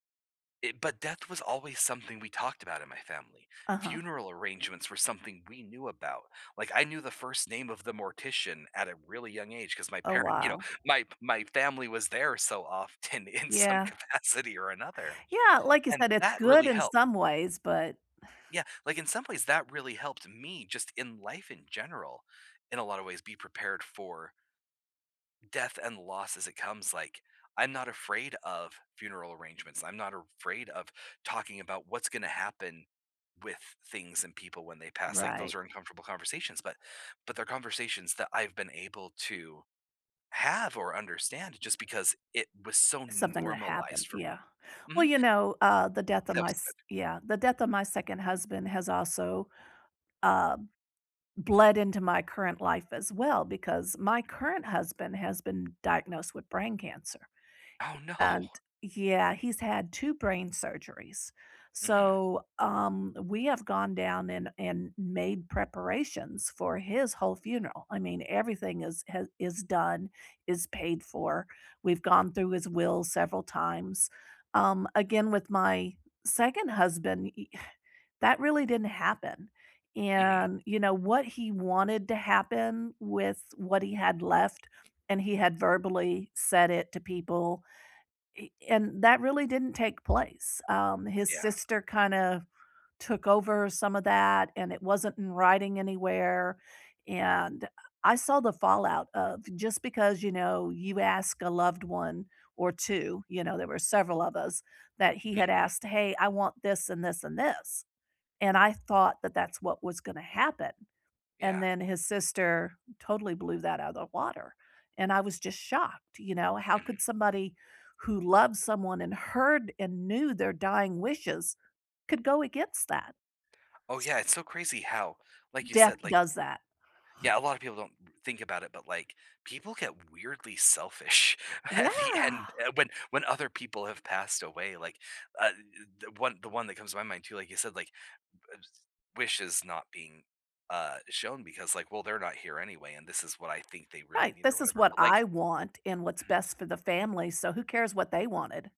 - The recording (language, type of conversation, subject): English, unstructured, How should people prepare for losing someone close to them?
- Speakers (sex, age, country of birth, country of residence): female, 55-59, United States, United States; male, 40-44, United States, United States
- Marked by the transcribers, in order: laughing while speaking: "often in some capacity or another"; sigh; tapping; other background noise; laughing while speaking: "no"; exhale; laughing while speaking: "at the end"; unintelligible speech